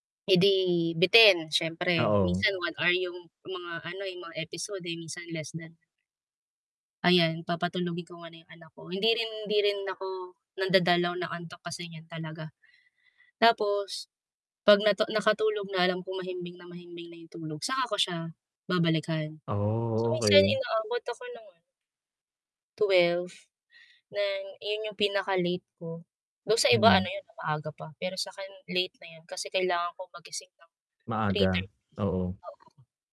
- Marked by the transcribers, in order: static; tapping; unintelligible speech; distorted speech
- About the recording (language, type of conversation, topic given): Filipino, advice, Paano ko mababawasan ang paggamit ko ng screen bago matulog para mas maayos ang tulog ko?